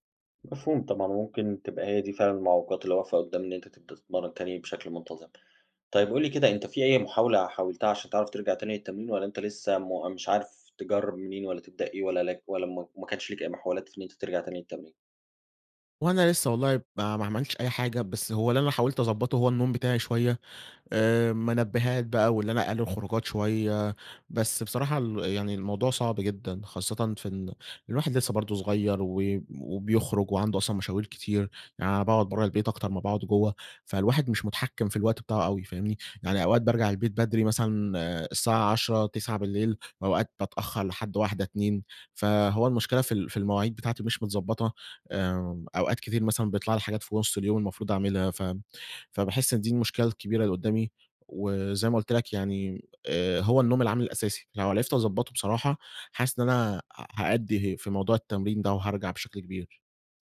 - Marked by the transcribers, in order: none
- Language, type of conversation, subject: Arabic, advice, إزاي أقدر أوازن بين الشغل والعيلة ومواعيد التمرين؟